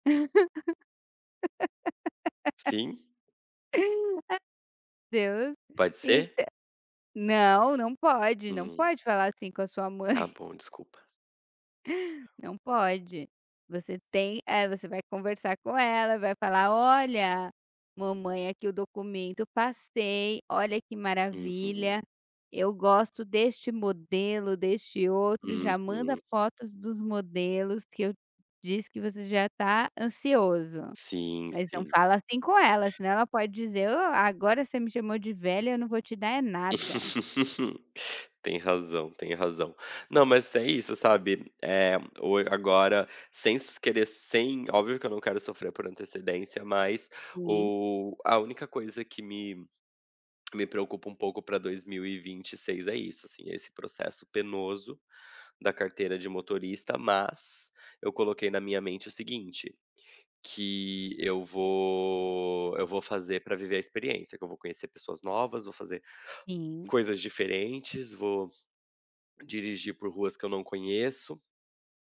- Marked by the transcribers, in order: laugh; chuckle; tapping
- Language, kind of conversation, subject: Portuguese, advice, Como posso lidar com o medo de fracassar que está bloqueando meu progresso nas minhas metas?